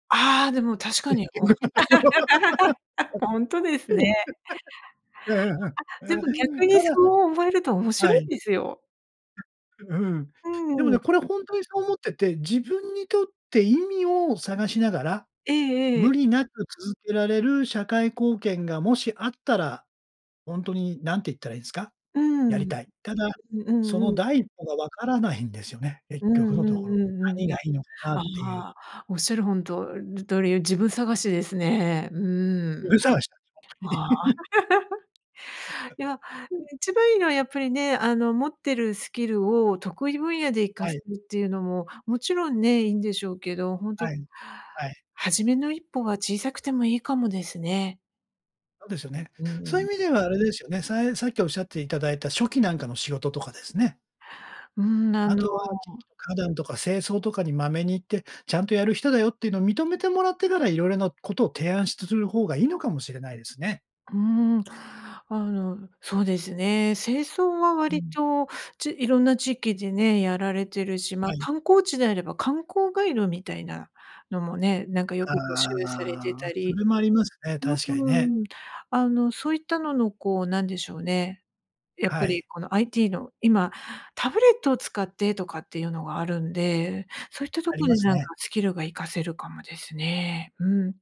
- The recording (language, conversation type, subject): Japanese, advice, 社会貢献をしたいのですが、何から始めればよいのでしょうか？
- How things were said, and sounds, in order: laughing while speaking: "結局のところ"; laugh; other background noise; laugh; unintelligible speech; laugh; unintelligible speech; unintelligible speech; other noise; chuckle; laugh; unintelligible speech